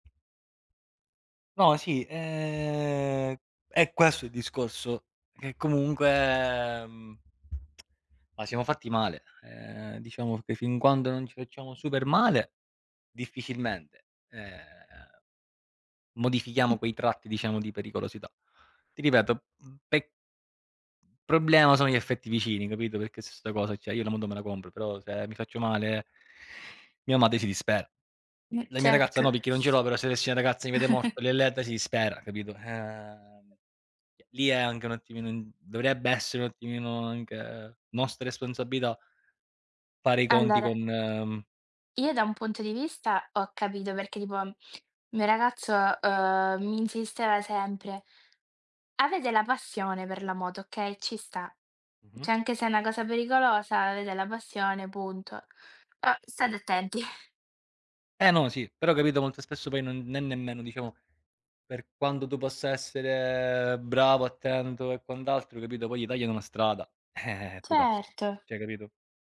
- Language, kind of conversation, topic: Italian, unstructured, Come si può convincere qualcuno senza farlo arrabbiare?
- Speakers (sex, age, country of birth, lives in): female, 20-24, Italy, Italy; male, 30-34, Italy, Italy
- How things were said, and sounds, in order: other background noise; background speech; drawn out: "ehm"; "cioè" said as "ceh"; chuckle; unintelligible speech; tapping; "Cioè" said as "ceh"; laughing while speaking: "attenti"; "Cioè" said as "ceh"